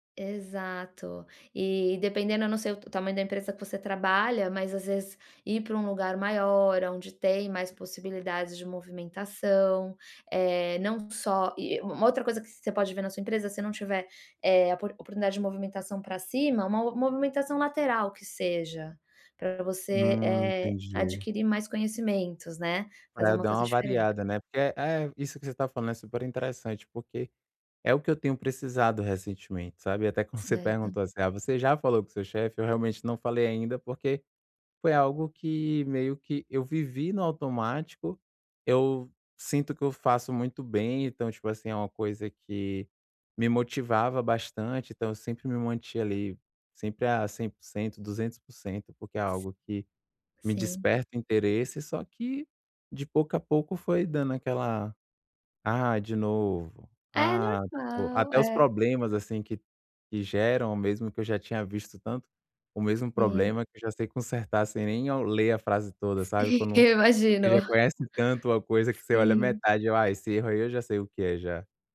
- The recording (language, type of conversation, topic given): Portuguese, advice, Como posso reconhecer sinais de estagnação profissional?
- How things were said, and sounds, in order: "mantinha" said as "mantia"; tapping